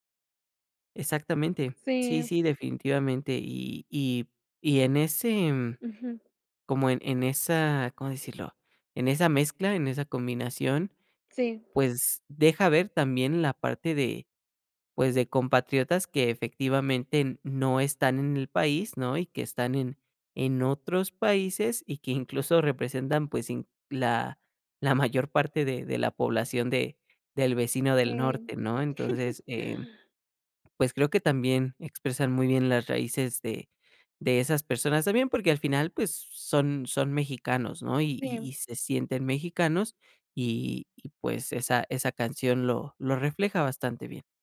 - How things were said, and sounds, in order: laughing while speaking: "la mayor"; chuckle
- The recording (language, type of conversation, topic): Spanish, podcast, ¿Qué canción en tu idioma te conecta con tus raíces?